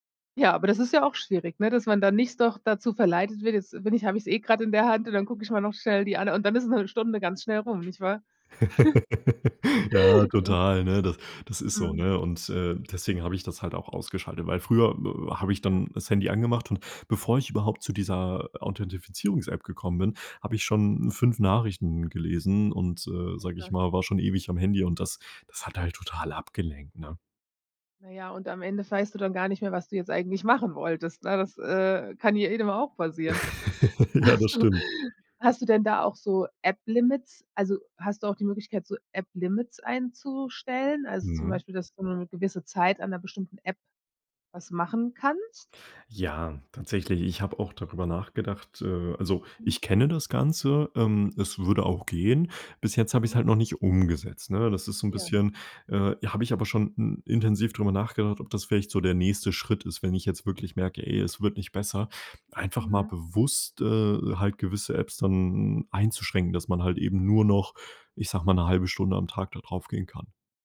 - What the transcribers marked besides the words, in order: laugh; chuckle; chuckle; laughing while speaking: "Hast du"
- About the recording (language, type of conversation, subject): German, podcast, Wie gehst du mit deiner täglichen Bildschirmzeit um?